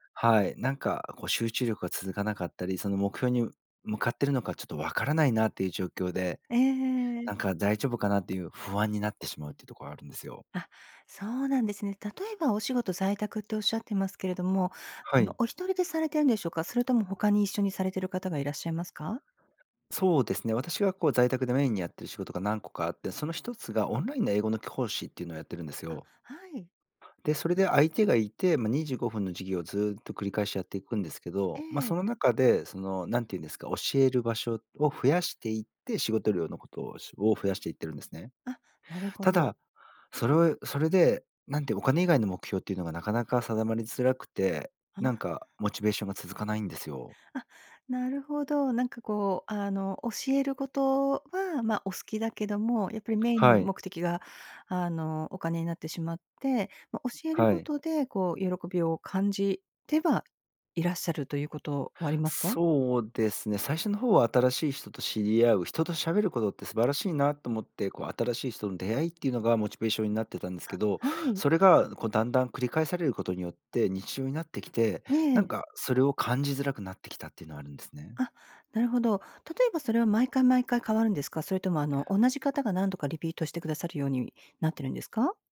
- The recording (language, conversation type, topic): Japanese, advice, 長期的な目標に向けたモチベーションが続かないのはなぜですか？
- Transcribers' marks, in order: other noise